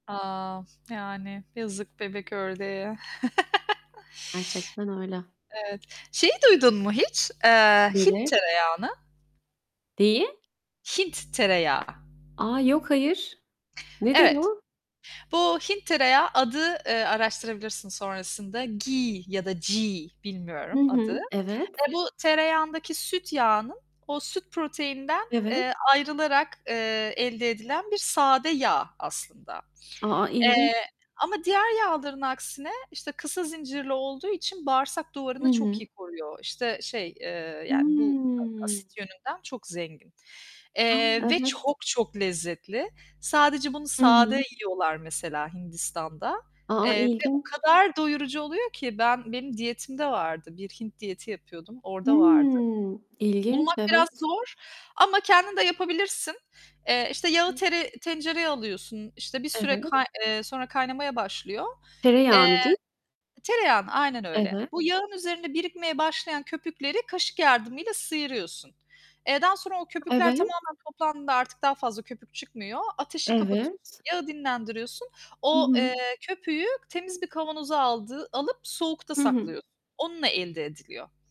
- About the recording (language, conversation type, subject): Turkish, unstructured, Hiç denemediğin ama merak ettiğin bir yemek var mı?
- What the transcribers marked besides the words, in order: mechanical hum; other background noise; laugh; tapping; in Hindi: "मक्खन"; distorted speech